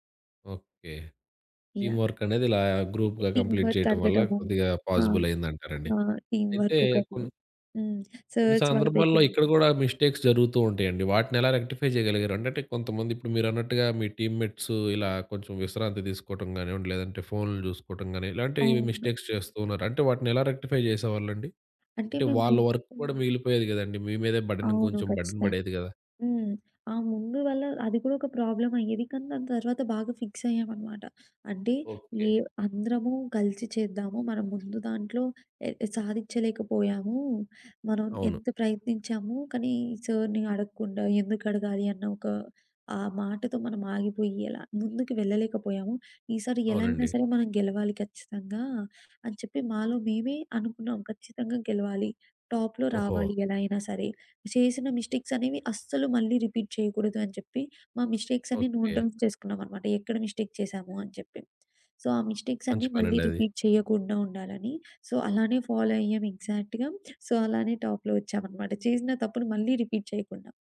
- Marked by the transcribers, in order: in English: "టీమ్"; in English: "గ్రూప్‌గా కంప్లీట్"; tapping; in English: "టీమ్"; in English: "టీమ్"; in English: "సార్స్"; in English: "మిస్టేక్స్"; in English: "రెక్టిఫై"; in English: "టీమ్‌మెట్స్"; in English: "మిస్టేక్స్"; in English: "రెక్టిఫై"; in English: "వర్క్"; in English: "బర్డెన్"; in English: "బర్డెన్"; in English: "సర్‌ని"; in English: "టాప్‌లో"; in English: "రిపీట్"; in English: "నోట్ డౌన్స్"; in English: "మిస్టేక్"; in English: "సో"; in English: "రిపీట్"; in English: "సో"; in English: "ఫాలో"; in English: "సో"; in English: "టాప్‌లో"; in English: "రిపీట్"
- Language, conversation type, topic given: Telugu, podcast, తప్పు జరిగిన తర్వాత మళ్లీ ప్రయత్నించడానికి మీలోని శక్తిని మీరు ఎలా తిరిగి పొందారు?